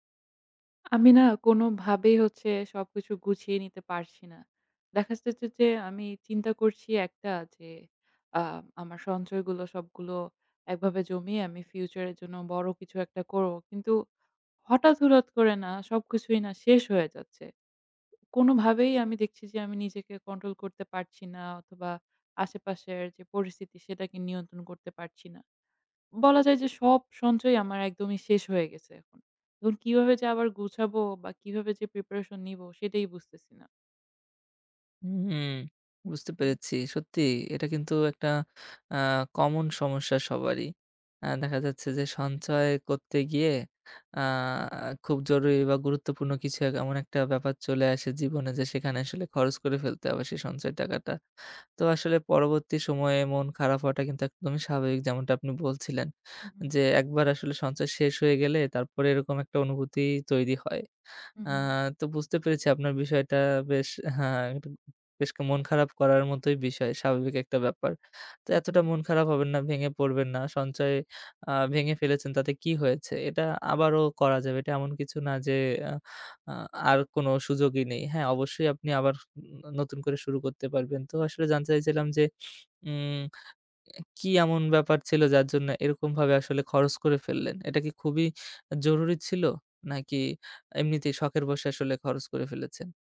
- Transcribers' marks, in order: other background noise
- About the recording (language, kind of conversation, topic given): Bengali, advice, হঠাৎ জরুরি খরচে সঞ্চয় একবারেই শেষ হয়ে গেল